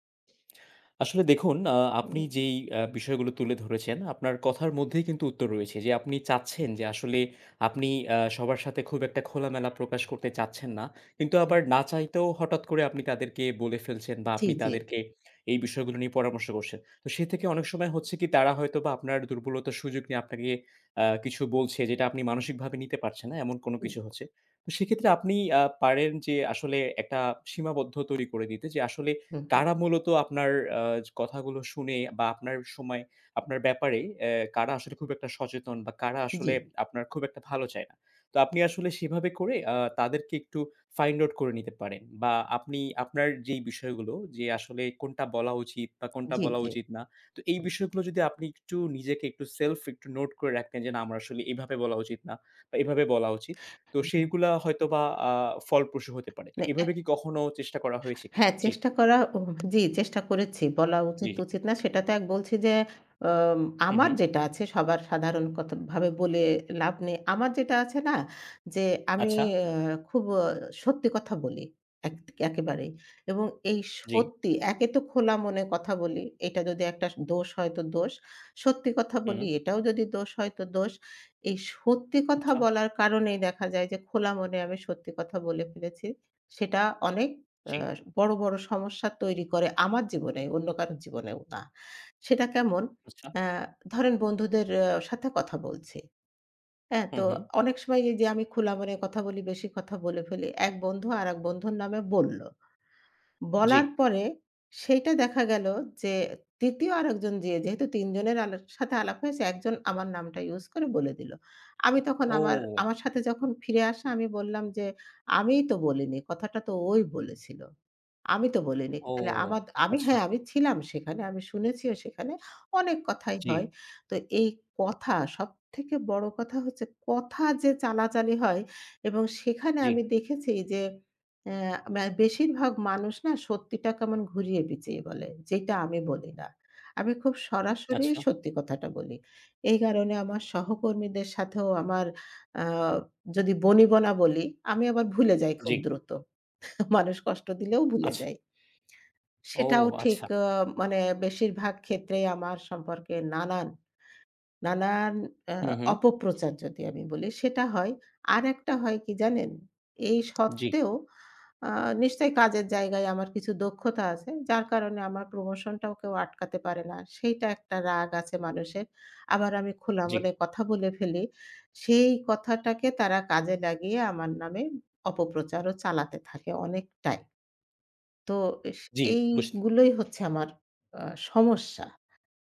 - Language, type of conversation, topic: Bengali, advice, কাজের জায়গায় নিজেকে খোলামেলা প্রকাশ করতে আপনার ভয় কেন হয়?
- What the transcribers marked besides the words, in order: lip smack; other background noise; tapping; in English: "find out"; unintelligible speech; "পেঁচিয়ে" said as "বিঁচিয়ে"; chuckle; horn